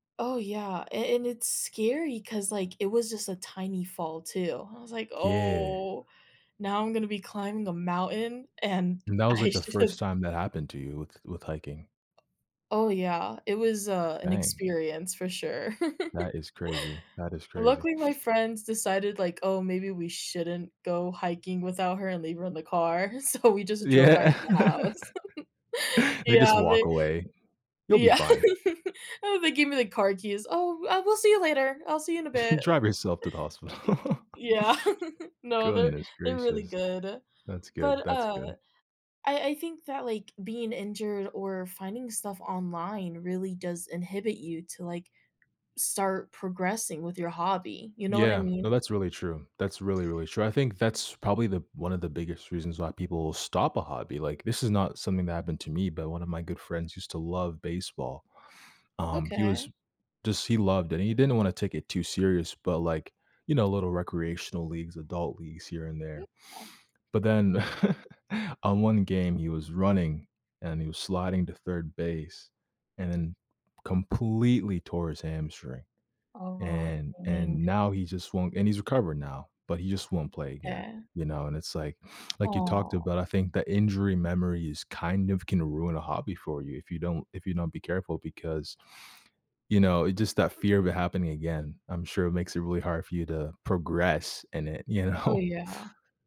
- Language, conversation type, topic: English, unstructured, Have you ever felt stuck making progress in a hobby?
- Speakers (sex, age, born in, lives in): female, 20-24, United States, United States; male, 20-24, Canada, United States
- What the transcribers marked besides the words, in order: tapping; drawn out: "Oh"; laughing while speaking: "I should"; giggle; laughing while speaking: "Yeah"; laughing while speaking: "So"; chuckle; giggle; chuckle; laughing while speaking: "hospital"; giggle; chuckle; sad: "Oh, dang"; sad: "Aw"; laughing while speaking: "you know?"